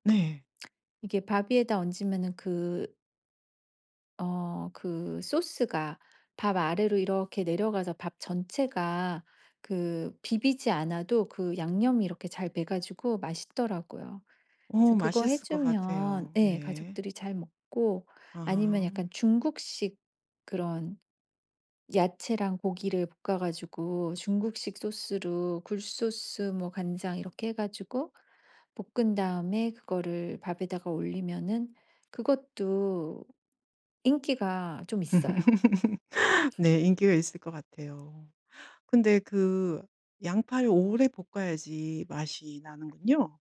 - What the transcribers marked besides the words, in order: laugh
- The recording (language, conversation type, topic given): Korean, podcast, 평소 즐겨 먹는 집밥 메뉴는 뭐가 있나요?